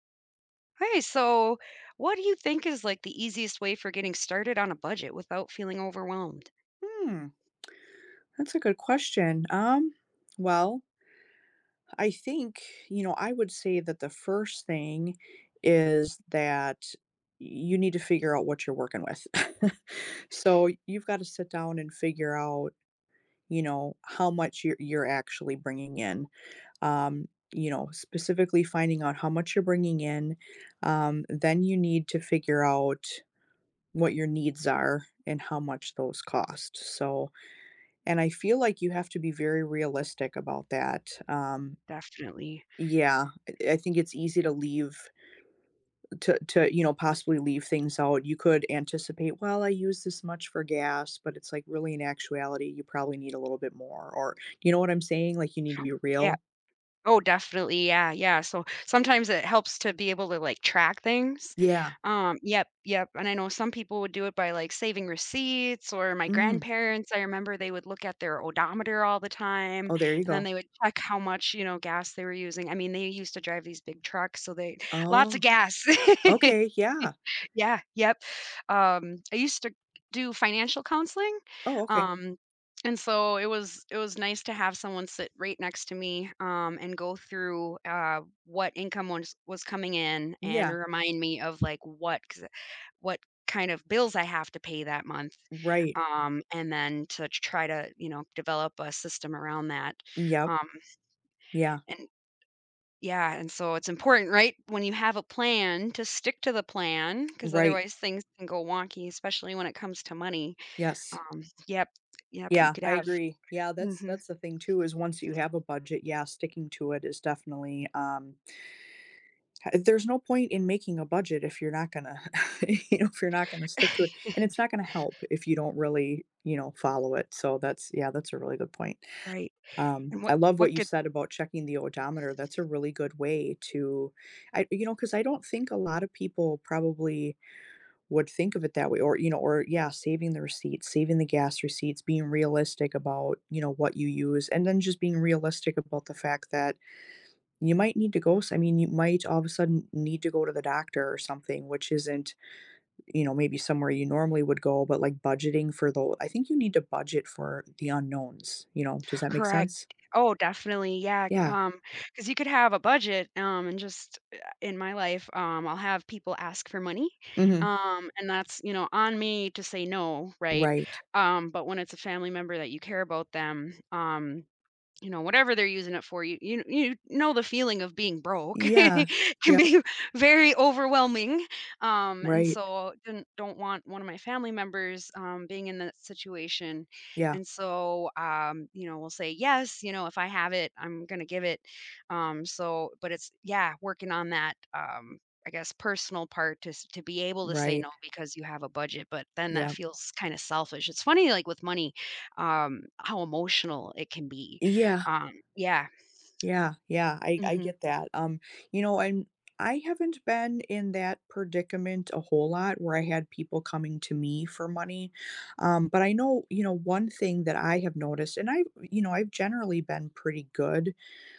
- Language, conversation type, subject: English, unstructured, How can I create the simplest budget?
- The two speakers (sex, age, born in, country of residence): female, 35-39, United States, United States; female, 45-49, United States, United States
- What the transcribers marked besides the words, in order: chuckle; other background noise; background speech; giggle; tapping; inhale; laughing while speaking: "you know"; chuckle; chuckle; laughing while speaking: "it can be"